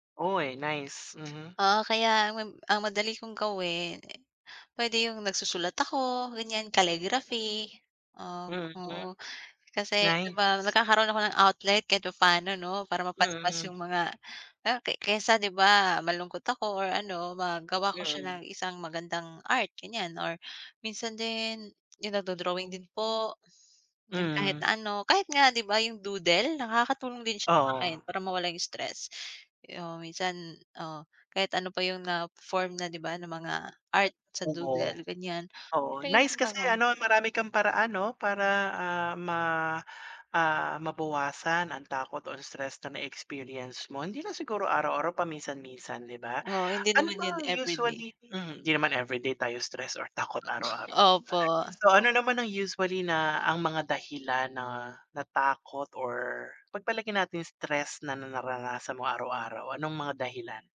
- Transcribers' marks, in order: other background noise; tapping; in English: "calligraphy"; in English: "doodle"; in English: "doodle"; unintelligible speech
- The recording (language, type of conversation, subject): Filipino, unstructured, Paano mo hinaharap ang takot at stress sa araw-araw?